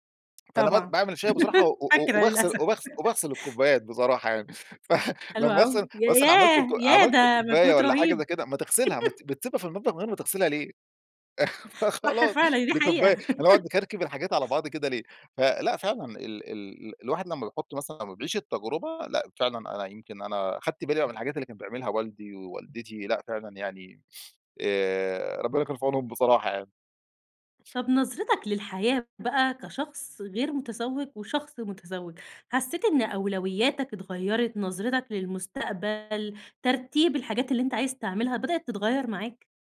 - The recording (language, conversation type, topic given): Arabic, podcast, إزاي حياتك اتغيّرت بعد الجواز؟
- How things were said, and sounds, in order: laugh; other background noise; giggle; chuckle; laughing while speaking: "ف"; laugh; chuckle; laughing while speaking: "فخلاص، دي كوباية"; laugh